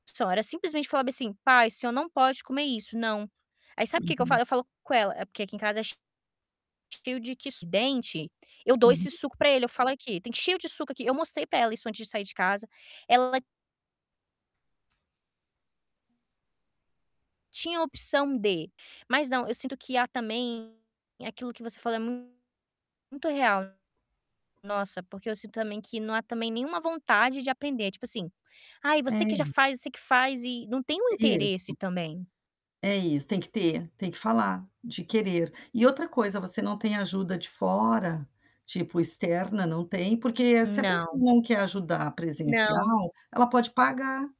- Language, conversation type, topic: Portuguese, advice, Como você tem lidado com o desgaste de cuidar de um familiar doente?
- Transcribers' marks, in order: distorted speech; static; tapping